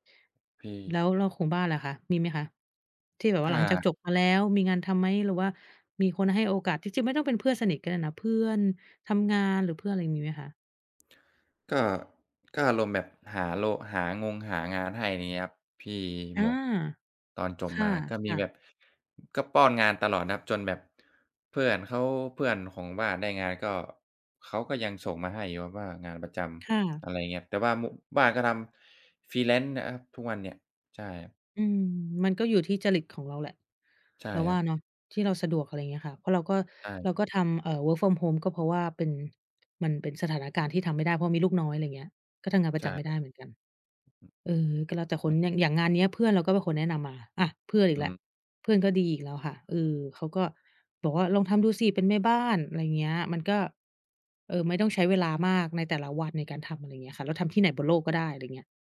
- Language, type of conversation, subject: Thai, unstructured, เพื่อนที่ดีมีผลต่อชีวิตคุณอย่างไรบ้าง?
- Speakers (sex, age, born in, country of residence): female, 30-34, Thailand, United States; male, 20-24, Thailand, Thailand
- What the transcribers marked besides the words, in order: "เงี้ย" said as "เงี่ยบ"; in English: "freelance"; "ครับ" said as "อั๊ป"; in English: "work from home"